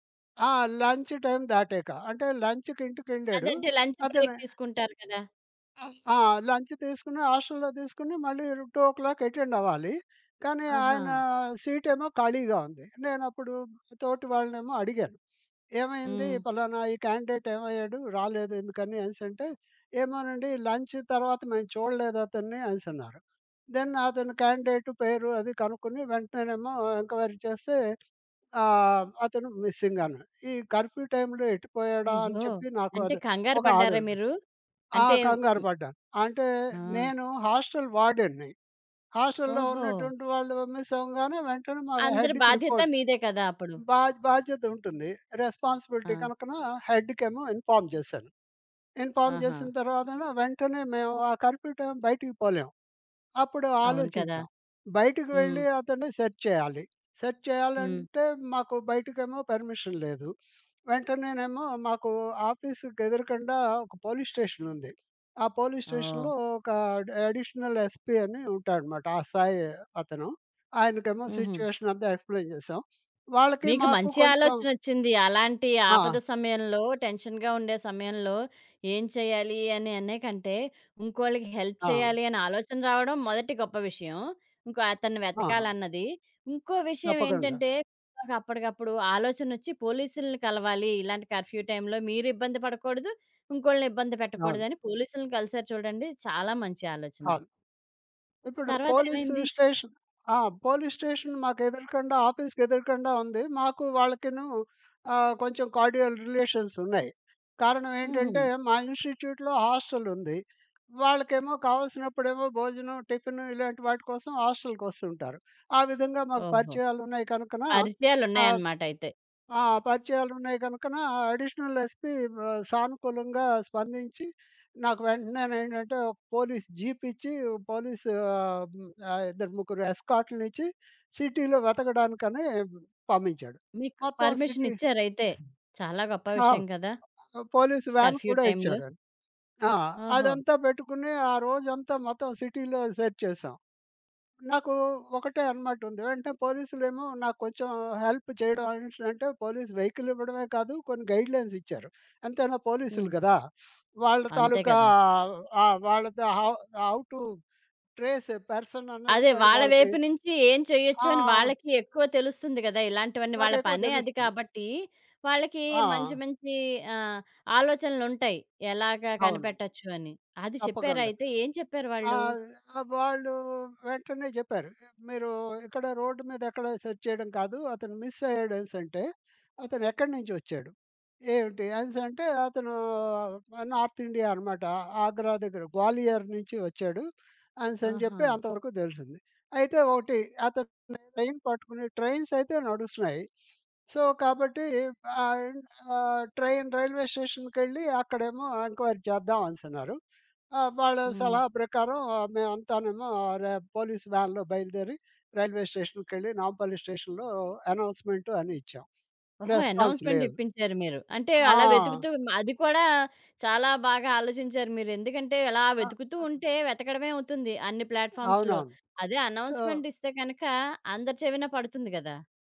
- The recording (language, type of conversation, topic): Telugu, podcast, ఒకసారి మీరు సహాయం కోరినప్పుడు మీ జీవితం ఎలా మారిందో వివరించగలరా?
- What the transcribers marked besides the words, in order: in English: "లంచ్ టైమ్"; in English: "లంచ్ బ్రేక్"; in English: "లంచ్"; in English: "టూ ఓ క్లాక్"; sniff; in English: "లంచ్"; in English: "దెన్"; in English: "ఎంక్వైరీ"; other background noise; in English: "కర్ఫ్యూ టైమ్‌లో"; "ఆందోళన" said as "ఆదోళన"; in English: "హెడ్‌కి రిపోర్ట్"; in English: "రెస్పాన్సిబిలిటీ"; in English: "ఇన్‌ఫార్మ్"; in English: "ఇన్‌ఫార్మ్"; in English: "కర్ఫ్యూ టైమ్"; in English: "సెర్చ్"; in English: "సెర్చ్"; in English: "పర్మిషన్"; sniff; in English: "పోలీస్ స్టేషన్"; tapping; in English: "పోలీస్ స్టేషన్‌లో"; in English: "అడ్ అడిషనల్ ఎస్పీ"; in English: "ఎక్స్‌ప్లెయిన్"; in English: "టెన్షన్‌గా"; in English: "హెల్ప్"; in English: "కర్ఫ్యూ టైమ్‌లో"; in English: "పోలీసు‌స్టేషన్"; in English: "పోలీస్ స్టేషన్"; in English: "కార్డియల్"; in English: "ఇన్సి‌టిట్యూట్‌లో"; in English: "అడిషనల్ ఎస్పీ"; in English: "సిటీలో"; in English: "సిటీ"; in English: "కర్ఫ్యూ టైమ్‌లో"; in English: "సిటీలో సెర్చ్"; in English: "హెల్ప్"; in English: "పోలీస్ వెయికల్"; sniff; in English: "హౌ హౌ టు ట్రేస్ ఎ పర్సన్"; in English: "సెర్చ్"; in English: "ట్రైన్"; sniff; in English: "సో"; in English: "ట్రైన్ రైల్వే స్టేషన్‌కెళ్లి"; in English: "ఎంక్వైరీ"; in English: "పోలీస్ వ్యాన్‌లో"; in English: "రైల్వే స్టేషన్‌కెళ్లి"; in English: "అనౌన్స్‌మెంట్"; in English: "అనౌన్స్‌మెంట్"; in English: "రెస్పాన్స్"; in English: "ప్లాట్‌ఫార్మ్స్‌లో"